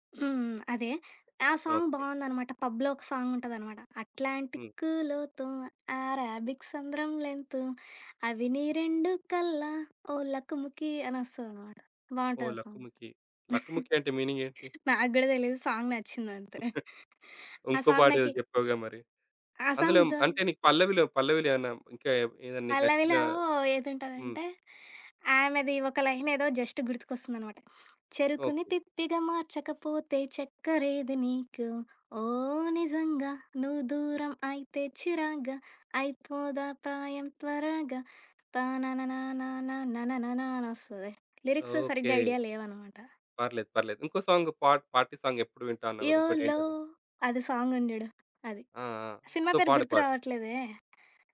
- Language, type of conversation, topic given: Telugu, podcast, ఏ పాటలు మీ మనస్థితిని వెంటనే మార్చేస్తాయి?
- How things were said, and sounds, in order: in English: "సాంగ్"; in English: "పబ్‌లో"; singing: "అట్లాంటిక్కులోతో ఆరాబిక్ సంద్రం లెంతు అవి నీ రెండు కల్లా ఓ లకుముఖి"; giggle; in English: "సాంగ్"; giggle; in English: "సాంగ్"; tapping; other background noise; singing: "చెరుకుని పిప్పిగ మార్చకపోతే చక్కరేది నీకు … న నన నన"; in English: "లిరిక్స్"; in English: "పార్ పార్టీ సాంగ్"; in English: "సో"